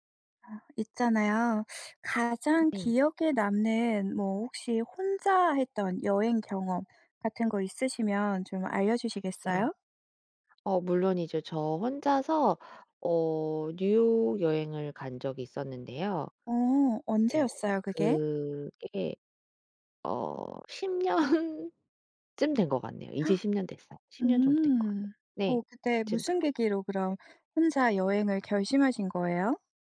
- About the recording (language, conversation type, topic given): Korean, podcast, 가장 기억에 남는 혼자 여행 경험은 무엇인가요?
- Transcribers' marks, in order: tapping; other background noise; laughing while speaking: "십 년쯤"; gasp